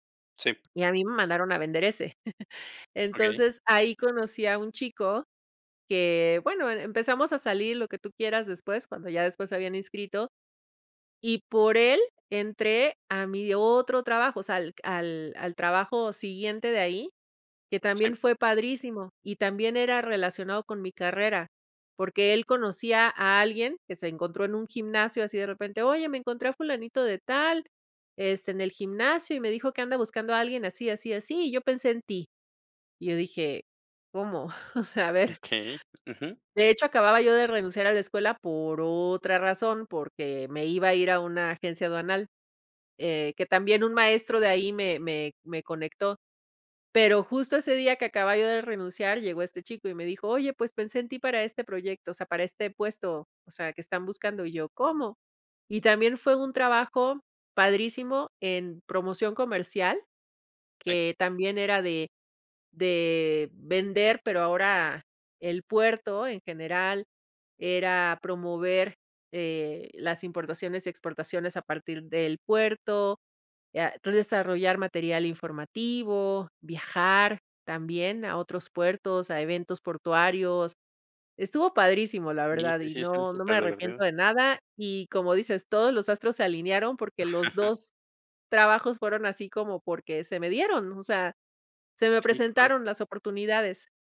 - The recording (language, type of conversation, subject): Spanish, podcast, ¿Cuál fue tu primer trabajo y qué aprendiste de él?
- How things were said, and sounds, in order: chuckle; laughing while speaking: "¿cómo?, o sea, a ver"; chuckle